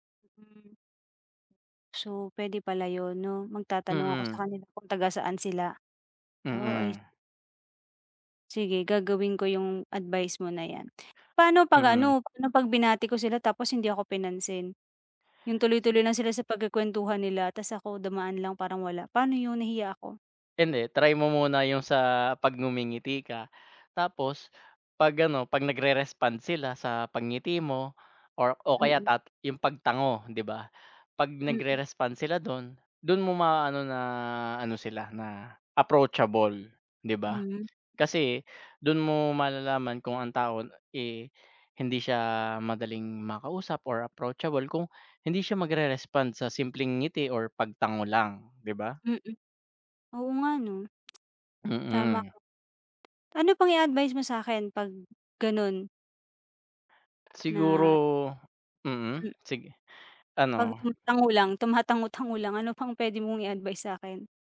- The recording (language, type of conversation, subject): Filipino, advice, Paano ako makikipagkapwa nang maayos sa bagong kapitbahay kung magkaiba ang mga gawi namin?
- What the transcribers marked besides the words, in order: other background noise; tapping